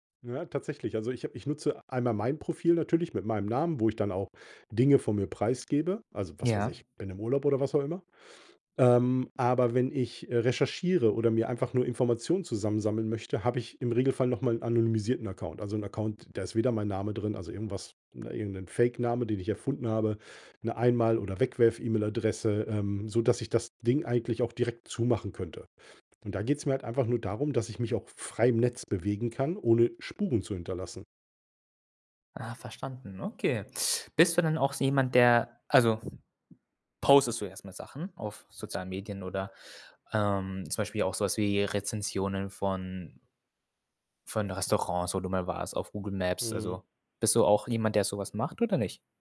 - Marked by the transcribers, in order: other background noise
- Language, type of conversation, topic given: German, podcast, Wie wichtig sind dir Datenschutz-Einstellungen in sozialen Netzwerken?